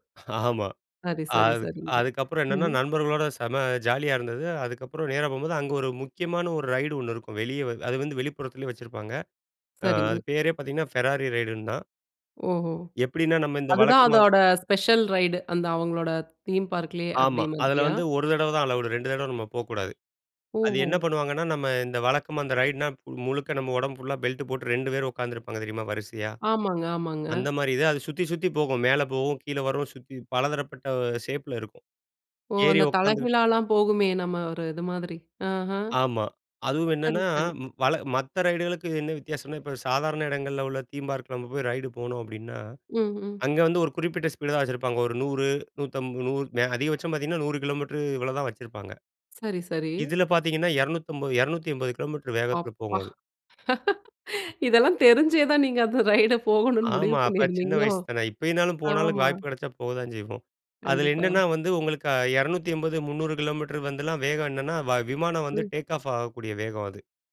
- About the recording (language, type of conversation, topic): Tamil, podcast, ஒரு பெரிய சாகச அனுபவம் குறித்து பகிர முடியுமா?
- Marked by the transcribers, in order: chuckle; in English: "ரைடு"; in English: "ஸ்பெஷல் ரைடு"; in English: "தீம் பார்க்"; in English: "அலவுடு"; in English: "தீம்பார்க்ல"; surprised: "அப்பா"; laugh; laughing while speaking: "இதெல்லாம் தெரிஞ்சே தான் நீங்க அந்த ரைடு போகணும்னு முடிவு பண்ணியிருந்தீங்களோ?"; tapping; in English: "டேக் ஆஃப்"